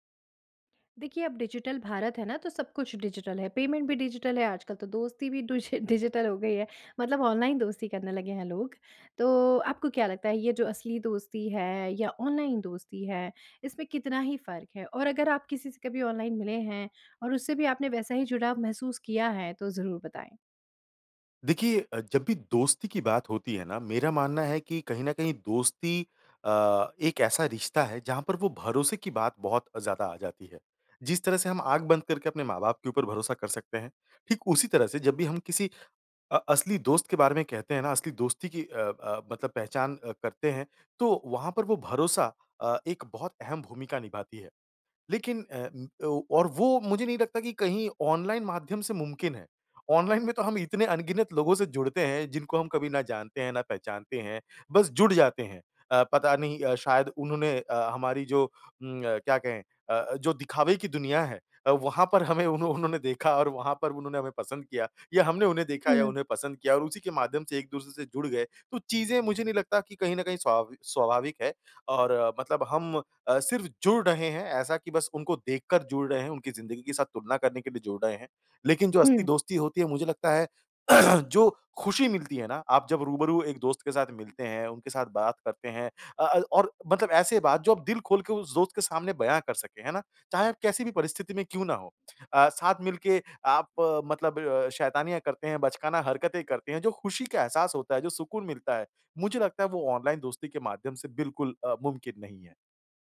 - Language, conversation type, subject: Hindi, podcast, ऑनलाइन दोस्ती और असली दोस्ती में क्या फर्क लगता है?
- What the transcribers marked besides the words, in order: in English: "डिजिटल"; in English: "डिजिटल"; in English: "पेमेंट"; in English: "डिजिटल"; laughing while speaking: "डूजि"; in English: "डिजिटल"; tapping; laughing while speaking: "उन्हों उन्होंने देखा"; throat clearing